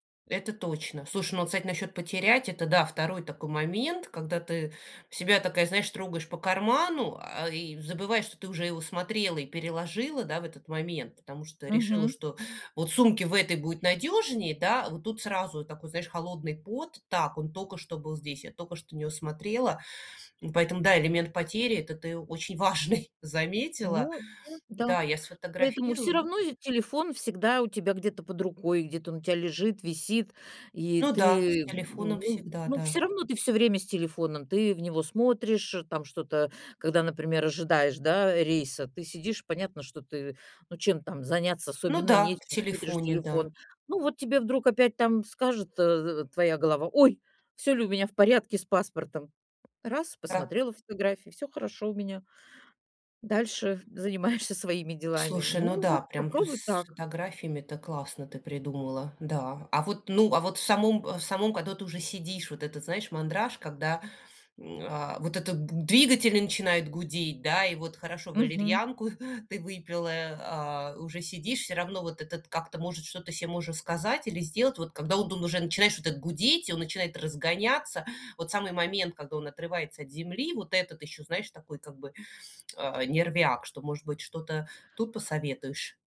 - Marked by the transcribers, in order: laughing while speaking: "важный"; tapping; chuckle
- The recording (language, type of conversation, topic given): Russian, advice, Как справляться со стрессом и тревогой во время поездок?